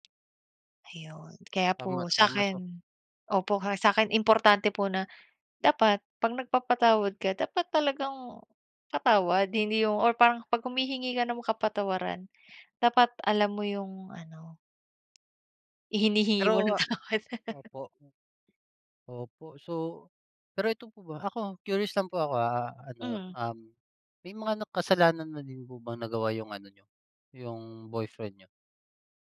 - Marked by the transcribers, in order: tapping; laughing while speaking: "ng tawad"; laugh
- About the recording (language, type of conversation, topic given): Filipino, unstructured, Ano ang kahalagahan ng pagpapatawad sa isang relasyon?